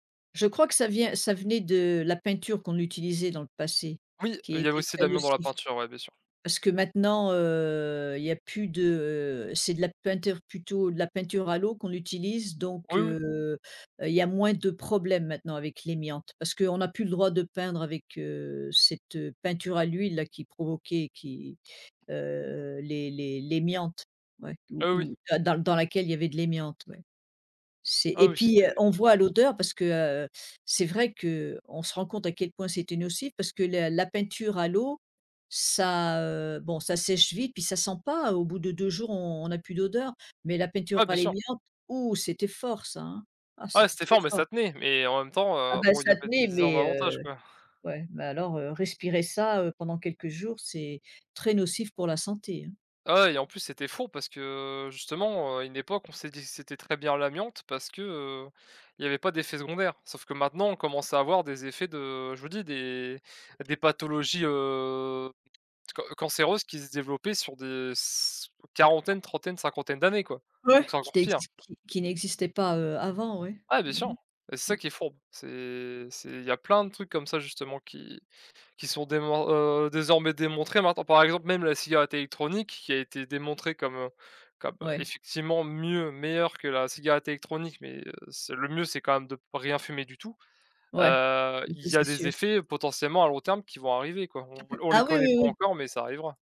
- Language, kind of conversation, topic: French, unstructured, Que penses-tu des effets du changement climatique sur la nature ?
- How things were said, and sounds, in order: drawn out: "heu"; "amiante" said as "émiante"; "l'amiante" said as "émiante"; "amiante" said as "émiante"; "l'amiante" said as "émiante"; drawn out: "heu"; tapping; chuckle